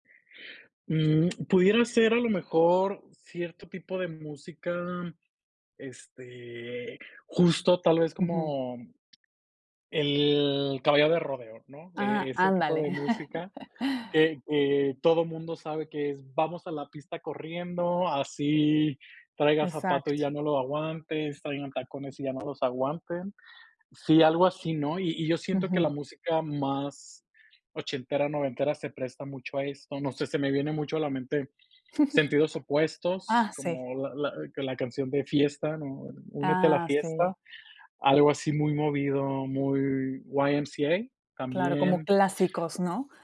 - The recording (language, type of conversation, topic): Spanish, podcast, ¿Qué música te conecta con recuerdos personales y por qué?
- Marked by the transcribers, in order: other background noise; laugh; giggle